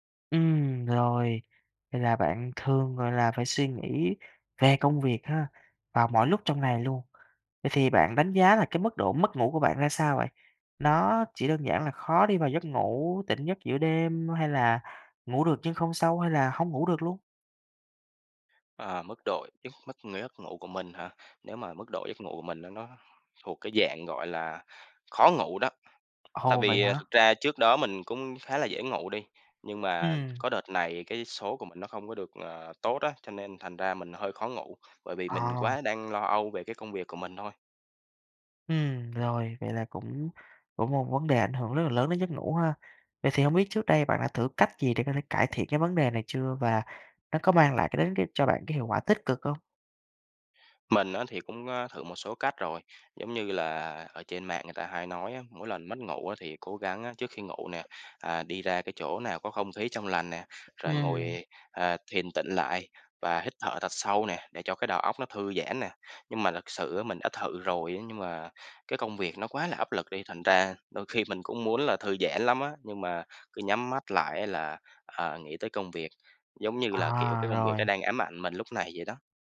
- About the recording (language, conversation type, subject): Vietnamese, advice, Làm thế nào để giảm lo lắng và mất ngủ do suy nghĩ về công việc?
- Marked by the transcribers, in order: tapping; other background noise